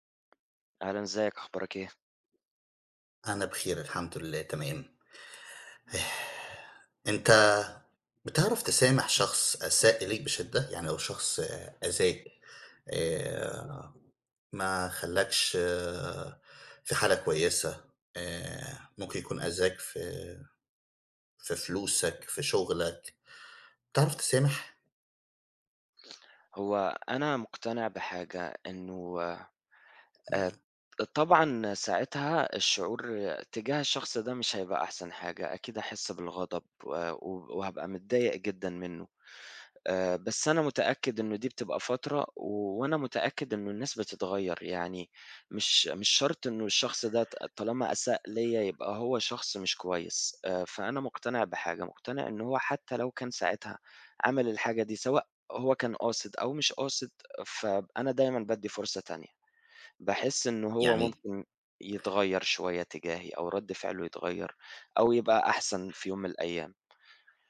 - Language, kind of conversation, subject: Arabic, unstructured, هل تقدر تسامح حد آذاك جامد؟
- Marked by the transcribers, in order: tapping